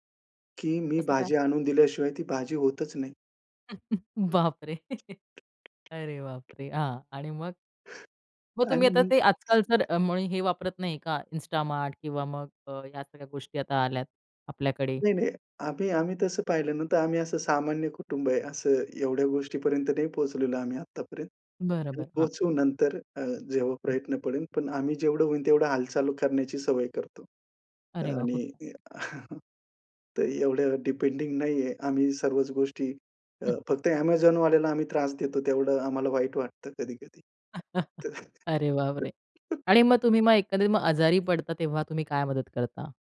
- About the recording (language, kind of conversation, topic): Marathi, podcast, घरच्या कामांमध्ये जोडीदाराशी तुम्ही समन्वय कसा साधता?
- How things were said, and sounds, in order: chuckle; laughing while speaking: "बापरे! अरे बापरे!"; tapping; chuckle; in English: "डिपेंडिंग"; chuckle; chuckle